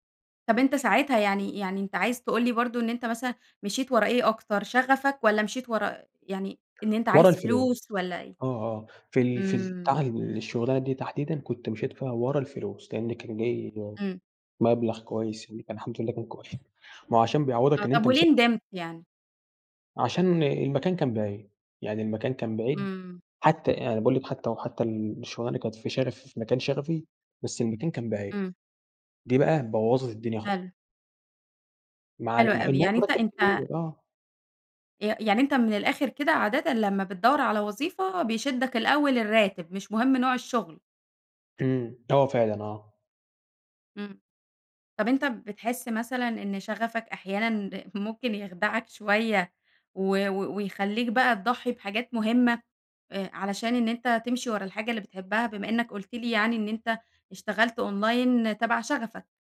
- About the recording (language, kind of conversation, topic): Arabic, podcast, إزاي تختار بين شغفك وبين مرتب أعلى؟
- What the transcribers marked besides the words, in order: laughing while speaking: "كوي"; other background noise; scoff; in English: "online"